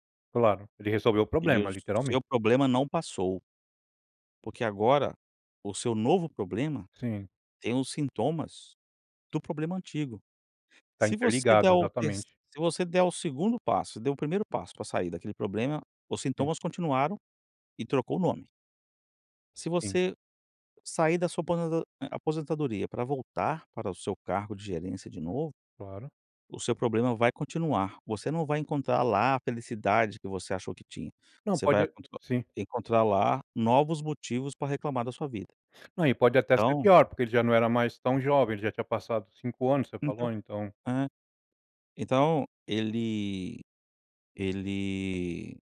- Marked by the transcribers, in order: unintelligible speech
- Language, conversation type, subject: Portuguese, podcast, Como você equilibra satisfação e remuneração no trabalho?